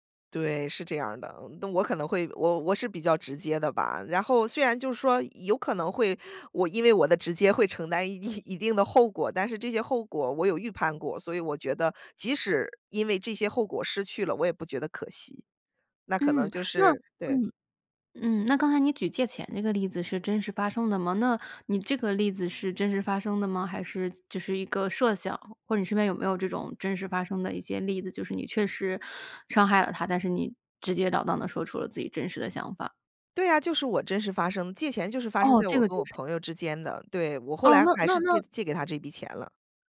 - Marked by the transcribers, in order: laughing while speaking: "一定"
- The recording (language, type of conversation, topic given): Chinese, podcast, 你为了不伤害别人，会选择隐瞒自己的真实想法吗？